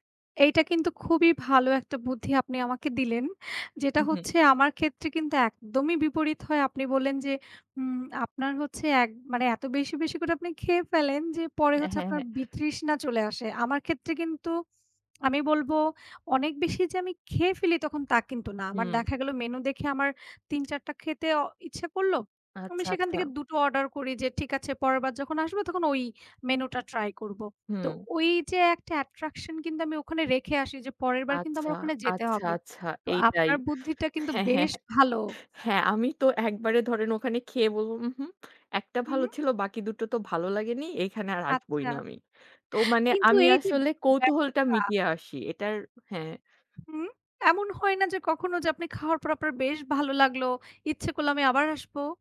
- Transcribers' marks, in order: tapping; in English: "অ্যাট্রাকশন"; laughing while speaking: "হ্যাঁ, হ্যাঁ। হ্যাঁ, আমি তো একবারে"; put-on voice: "উহুম এক টা ভালো ছিল … আসবই না আমি"
- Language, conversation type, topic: Bengali, unstructured, আপনি আপনার পকেট খরচ কীভাবে সামলান?